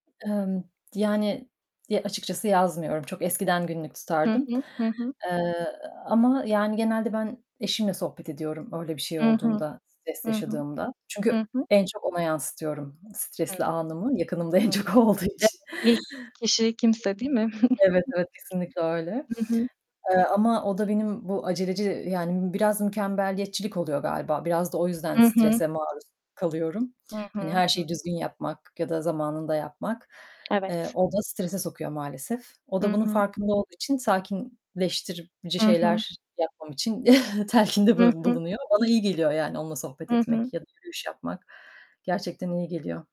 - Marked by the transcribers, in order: other background noise; unintelligible speech; laughing while speaking: "yakınımda en çok o olduğu için"; tapping; giggle; chuckle
- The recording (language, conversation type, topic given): Turkish, unstructured, Günlük hayatınızda sizi en çok ne strese sokuyor?
- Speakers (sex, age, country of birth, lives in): female, 30-34, Turkey, Poland; female, 40-44, Turkey, Germany